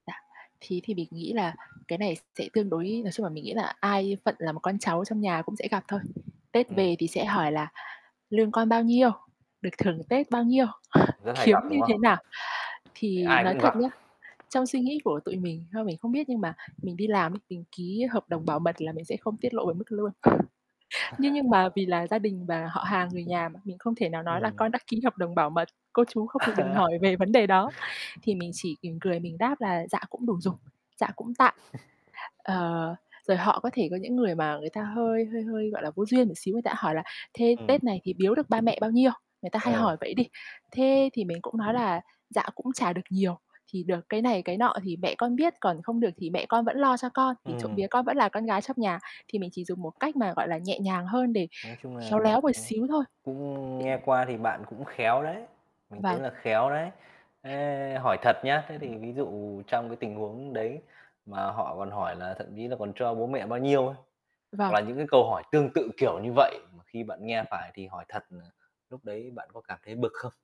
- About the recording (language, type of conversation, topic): Vietnamese, podcast, Làm thế nào để hạn chế việc họ hàng can thiệp quá sâu vào chuyện riêng của gia đình mình?
- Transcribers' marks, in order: static; other background noise; fan; tapping; chuckle; other noise; distorted speech; chuckle; chuckle; chuckle; unintelligible speech; unintelligible speech; unintelligible speech